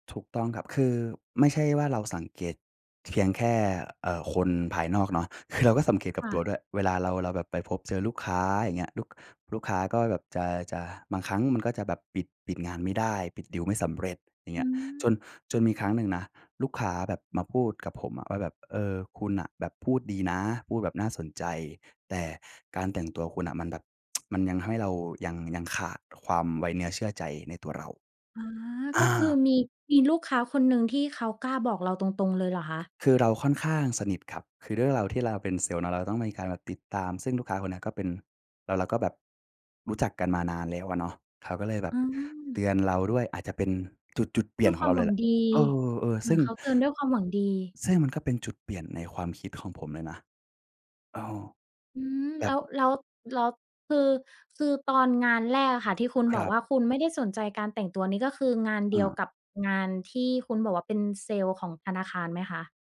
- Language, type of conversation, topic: Thai, podcast, การแต่งตัวส่งผลต่อความมั่นใจของคุณมากแค่ไหน?
- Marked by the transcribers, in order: tsk; other background noise; tapping